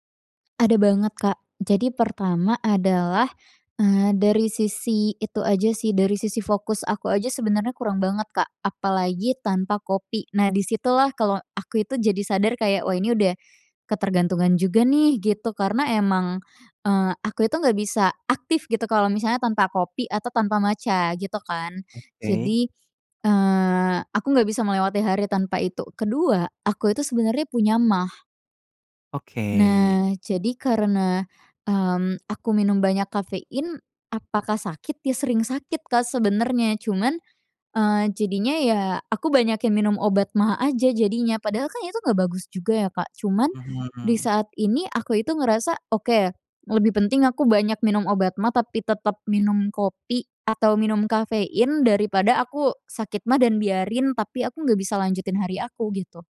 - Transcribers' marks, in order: tapping
- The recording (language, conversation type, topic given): Indonesian, advice, Bagaimana cara berhenti atau mengurangi konsumsi kafein atau alkohol yang mengganggu pola tidur saya meski saya kesulitan?